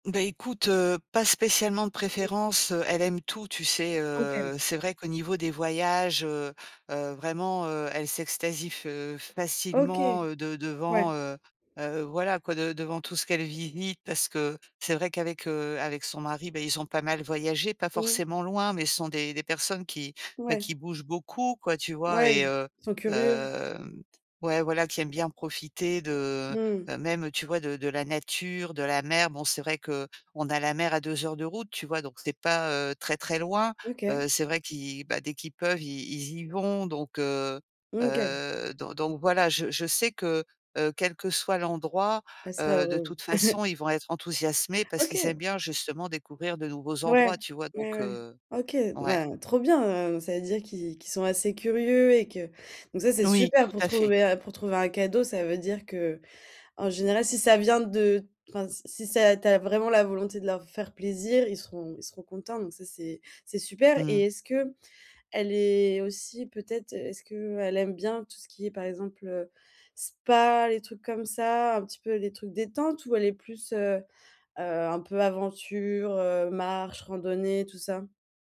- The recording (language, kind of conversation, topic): French, advice, Comment trouver un cadeau mémorable pour un proche ?
- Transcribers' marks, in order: other background noise; stressed: "mer"; chuckle; stressed: "spa"